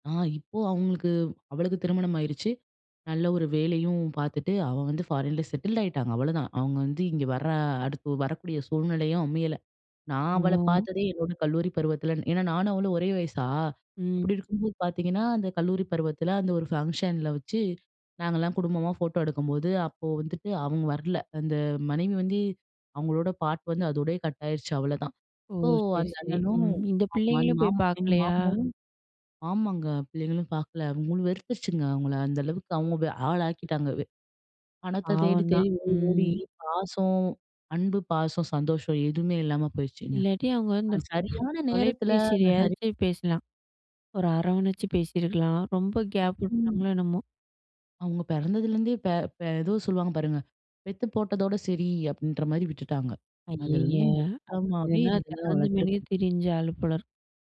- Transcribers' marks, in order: other noise; in English: "ஃபாரின்ல செட்டில்"; in English: "ஃபங்க்ஷன்ல"; other background noise; sad: "பாவம் தான், ம்"; unintelligible speech
- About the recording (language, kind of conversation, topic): Tamil, podcast, பணம், நேரம், சந்தோஷம்—இவற்றில் எதற்கு நீங்கள் முன்னுரிமை கொடுப்பீர்கள்?